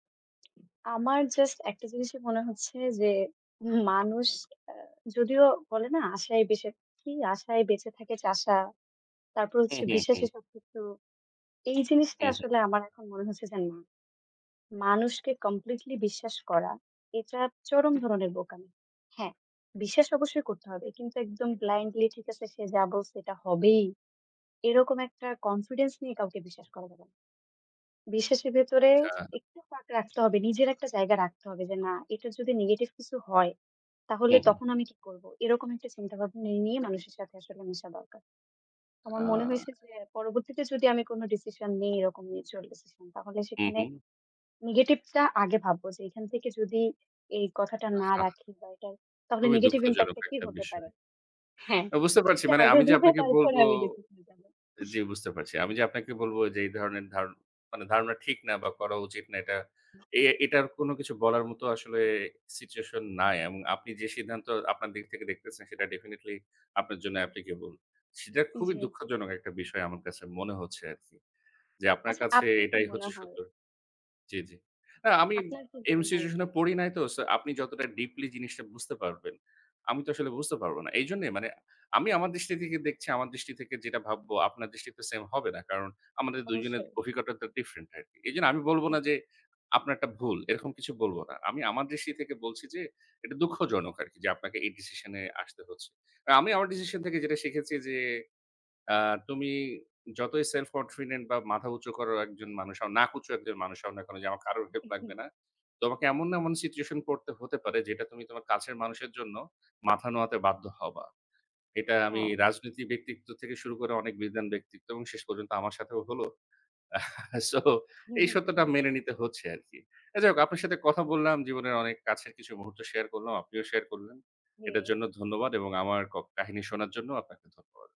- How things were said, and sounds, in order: unintelligible speech; in English: "আপলিকেবল"; laugh
- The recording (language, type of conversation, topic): Bengali, unstructured, তোমার জীবনে সবচেয়ে কঠিন আপস কোনটি ছিল?